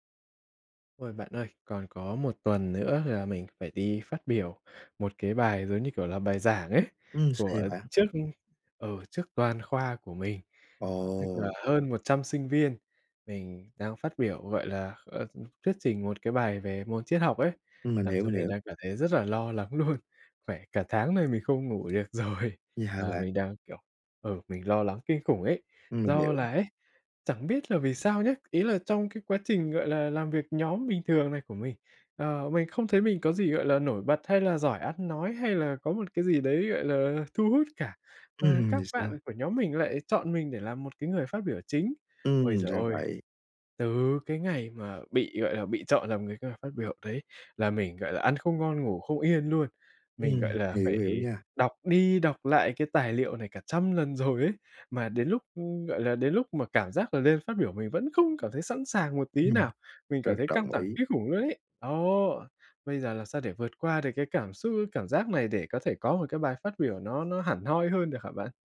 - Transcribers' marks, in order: tapping; laughing while speaking: "luôn"; laughing while speaking: "rồi"
- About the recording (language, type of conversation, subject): Vietnamese, advice, Làm sao để bớt lo lắng khi phải nói trước một nhóm người?